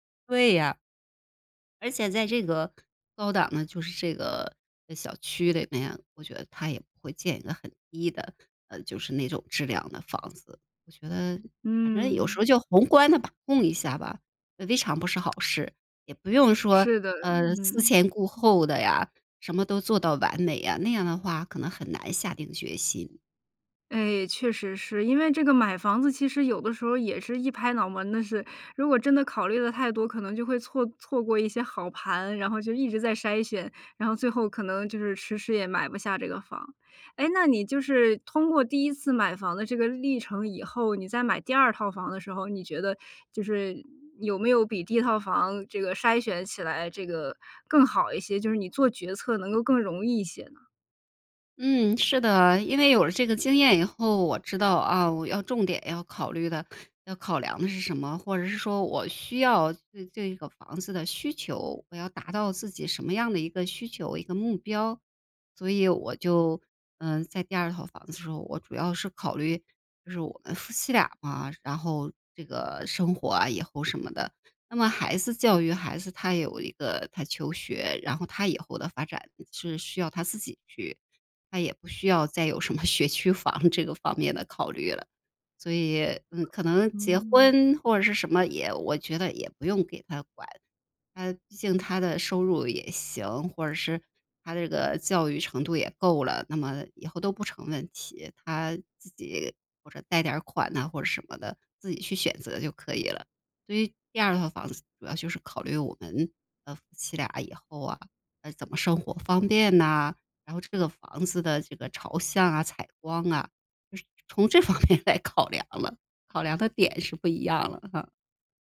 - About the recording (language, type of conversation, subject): Chinese, podcast, 你第一次买房的心路历程是怎样？
- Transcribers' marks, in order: other background noise; laughing while speaking: "什么学区房这个方面"; laughing while speaking: "从这方面来考量了"